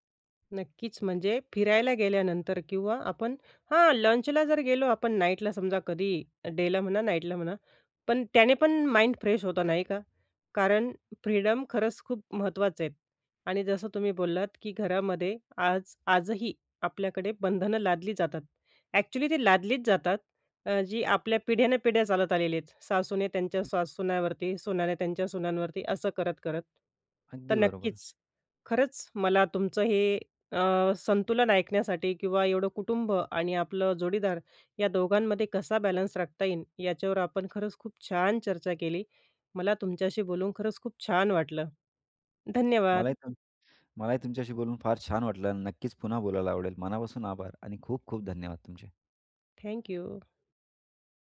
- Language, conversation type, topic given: Marathi, podcast, कुटुंब आणि जोडीदार यांच्यात संतुलन कसे साधावे?
- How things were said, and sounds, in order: in English: "डेला"; in English: "माइंड फ्रेश"; other noise